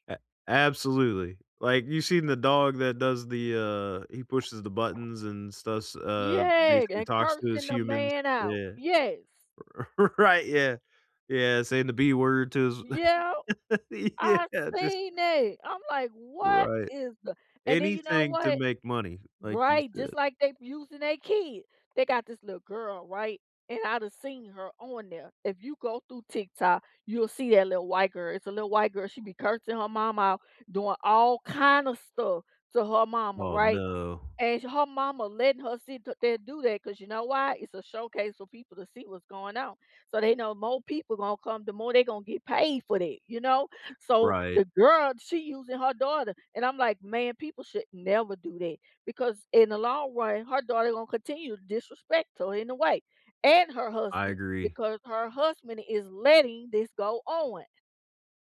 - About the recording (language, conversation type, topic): English, unstructured, Do you think social media has been spreading more truth or more lies lately?
- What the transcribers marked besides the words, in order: tapping; other background noise; stressed: "yes"; laughing while speaking: "R right"; laugh; laughing while speaking: "Yeah"; stressed: "letting"